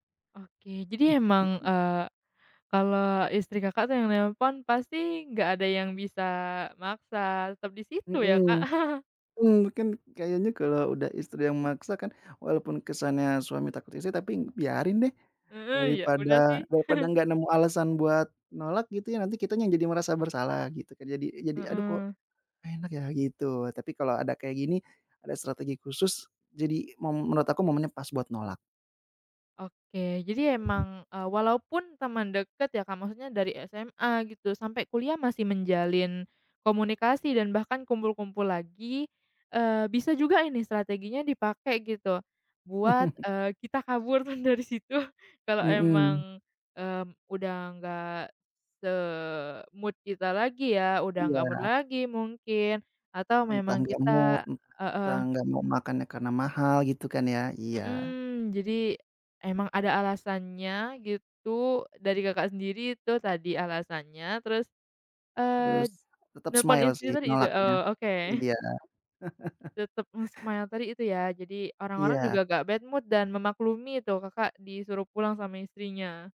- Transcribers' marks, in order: chuckle; chuckle; chuckle; other background noise; chuckle; laughing while speaking: "kabur kan dari situ"; in English: "se-mood"; tapping; in English: "mood"; in English: "mood"; in English: "smile"; chuckle; in English: "nge-smile"; in English: "bad mood"
- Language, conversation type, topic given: Indonesian, podcast, Bagaimana cara mengatakan "tidak" tanpa merasa bersalah?